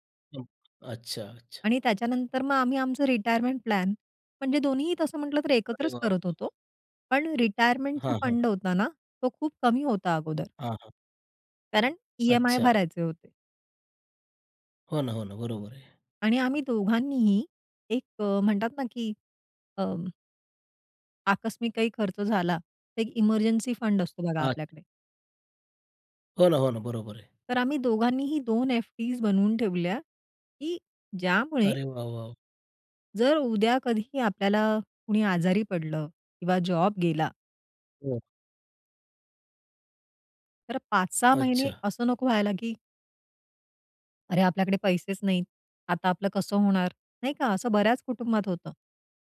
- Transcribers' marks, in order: tapping; other background noise
- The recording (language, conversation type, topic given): Marathi, podcast, घरात आर्थिक निर्णय तुम्ही एकत्र कसे घेता?